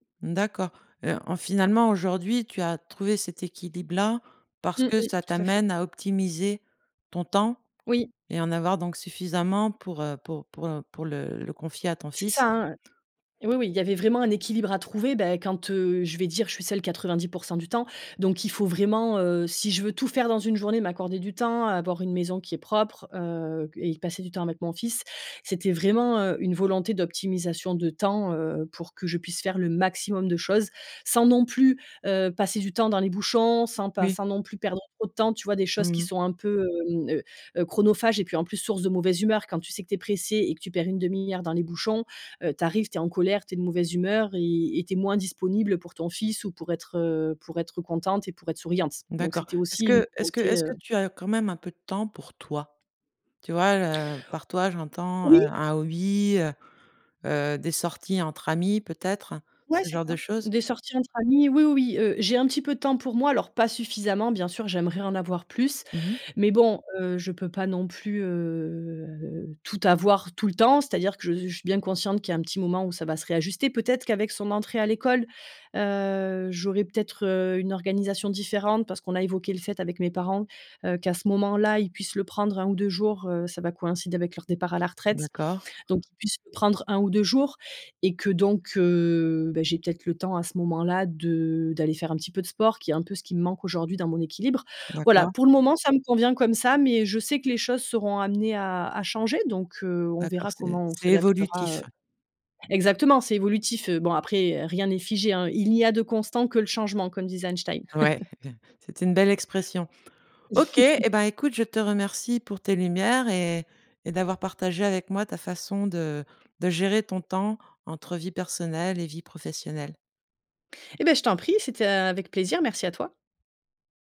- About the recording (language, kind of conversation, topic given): French, podcast, Comment trouves-tu l’équilibre entre ta vie professionnelle et ta vie personnelle ?
- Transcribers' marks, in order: tapping; stressed: "maximum"; stressed: "toi"; drawn out: "heu"; stressed: "tout le temps"; laugh; chuckle; laugh